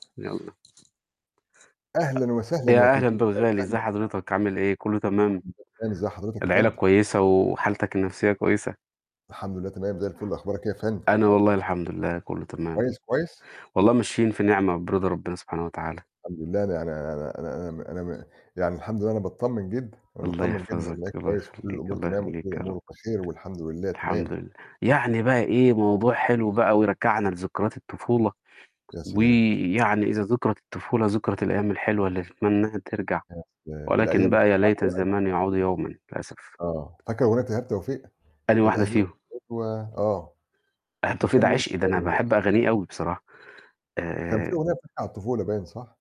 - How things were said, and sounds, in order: other background noise; distorted speech; tapping; unintelligible speech; unintelligible speech; unintelligible speech
- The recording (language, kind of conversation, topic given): Arabic, unstructured, إيه أحلى ذكرى من طفولتك وليه مش قادر/ة تنساها؟